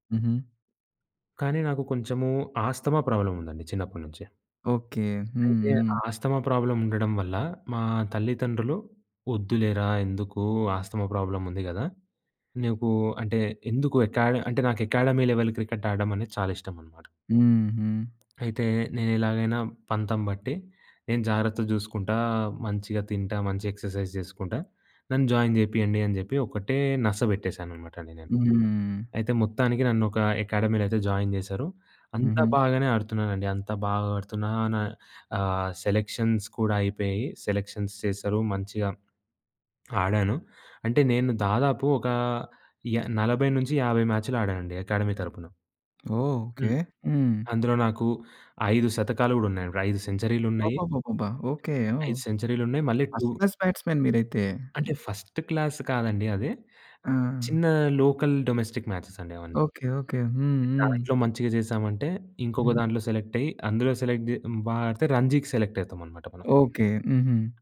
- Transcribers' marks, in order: in English: "ప్రాబ్లమ్"; in English: "ప్రాబ్లమ్"; in English: "ప్రాబ్లమ్"; in English: "అకాడమీ లెవెల్"; tapping; in English: "ఎక్సర్సైజ్"; in English: "జాయిన్"; in English: "అకాడమీలో"; in English: "జాయిన్"; in English: "సెలెక్షన్స్"; in English: "సెలెక్షన్స్"; in English: "అకాడమీ"; other background noise; in English: "ఫస్ట్ క్లాస్ బాట్స్ మ్యాన్"; in English: "టూ"; in English: "ఫస్ట్ క్లాస్"; in English: "లోకల్ డొమెస్టిక్ మ్యాచెస్"; in English: "సెలెక్ట్"; in English: "సెలెక్ట్"; in English: "రంజీకి సెలెక్ట్"
- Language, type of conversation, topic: Telugu, podcast, కుటుంబం, స్నేహితుల అభిప్రాయాలు మీ నిర్ణయాన్ని ఎలా ప్రభావితం చేస్తాయి?